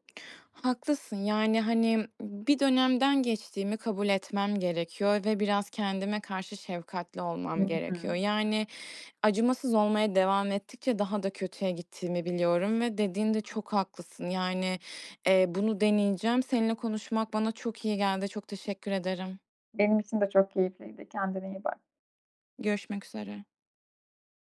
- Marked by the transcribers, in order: tapping; other background noise
- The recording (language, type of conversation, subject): Turkish, advice, Kendime sürekli sert ve yıkıcı şeyler söylemeyi nasıl durdurabilirim?